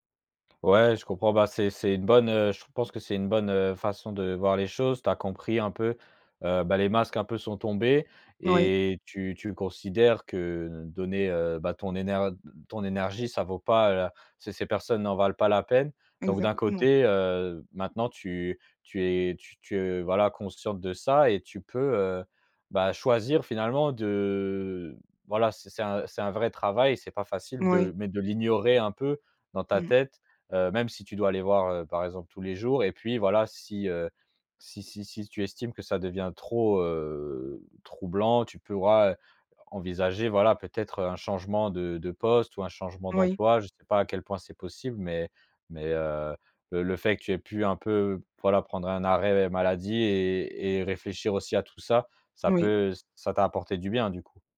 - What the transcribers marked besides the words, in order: tapping; drawn out: "de"; "pourras" said as "purras"
- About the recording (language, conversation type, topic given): French, advice, Comment décririez-vous votre épuisement émotionnel proche du burn-out professionnel ?